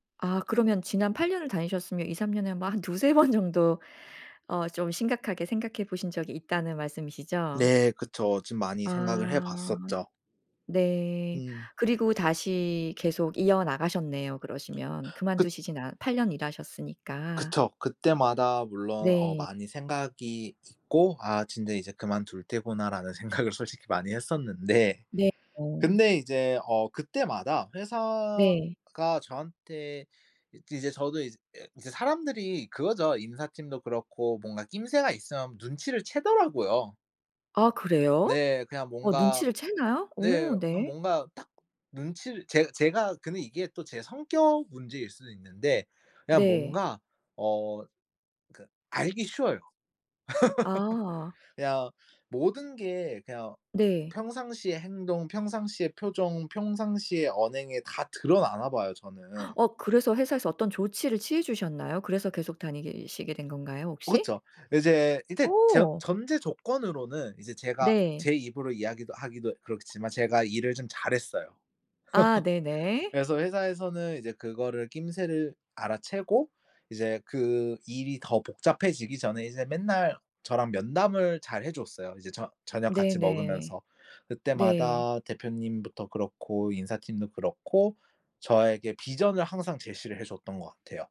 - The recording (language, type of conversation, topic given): Korean, podcast, 직장을 그만둘지 고민할 때 보통 무엇을 가장 먼저 고려하나요?
- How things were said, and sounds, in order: laughing while speaking: "두세 번 정도"; other background noise; tapping; laughing while speaking: "생각을"; laugh; gasp; laugh; in English: "vision을"